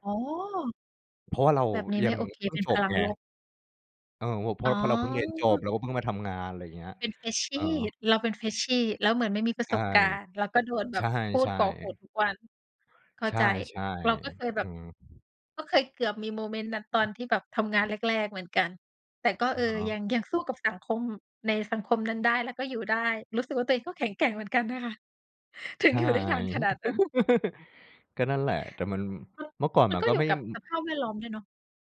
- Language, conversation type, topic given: Thai, podcast, เล่าให้ฟังหน่อยได้ไหมว่าทำไมคุณถึงตัดสินใจเปลี่ยนงานครั้งใหญ่?
- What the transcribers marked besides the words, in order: other background noise; tapping; laugh